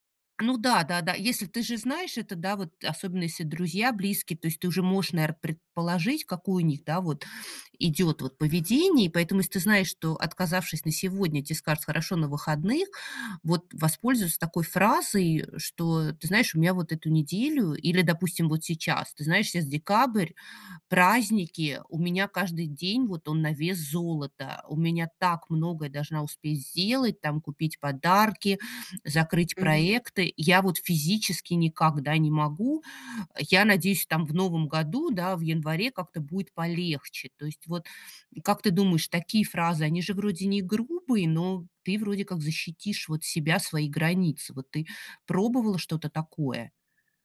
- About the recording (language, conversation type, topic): Russian, advice, Как научиться говорить «нет», не расстраивая других?
- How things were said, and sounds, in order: other background noise